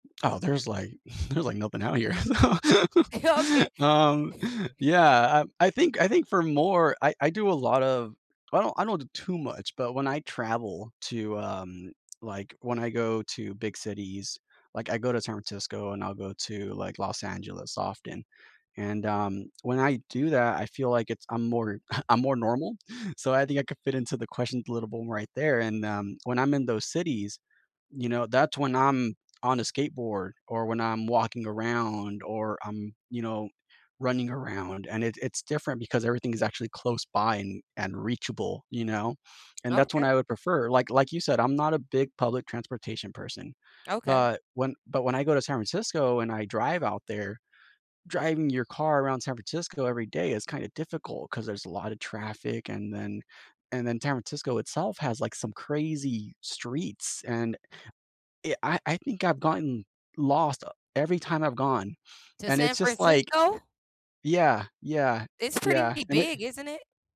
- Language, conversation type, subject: English, unstructured, What is your go-to way to get around—biking, taking the bus, or walking?
- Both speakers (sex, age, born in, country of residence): female, 35-39, United States, United States; male, 35-39, United States, United States
- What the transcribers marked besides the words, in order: other background noise; laughing while speaking: "there's"; laugh; chuckle; chuckle